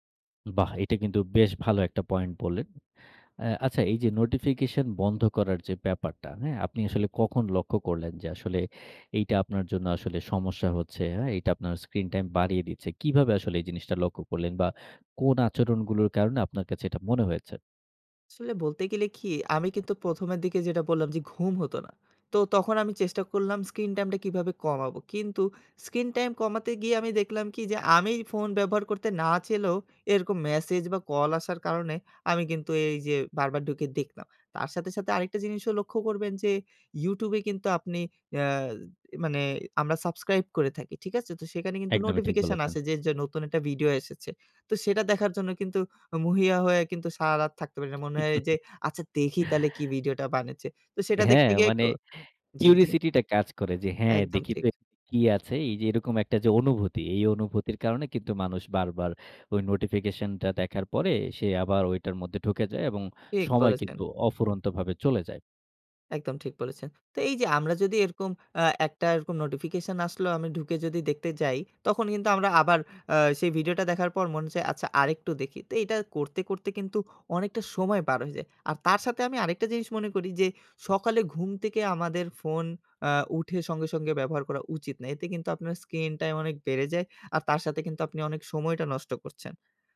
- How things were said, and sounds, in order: "চাইলেও" said as "চেলেও"; "মরিয়া" said as "মহিয়া"; giggle; in English: "কিউরিওসিটি"
- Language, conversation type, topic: Bengali, podcast, স্ক্রিন টাইম কমাতে আপনি কী করেন?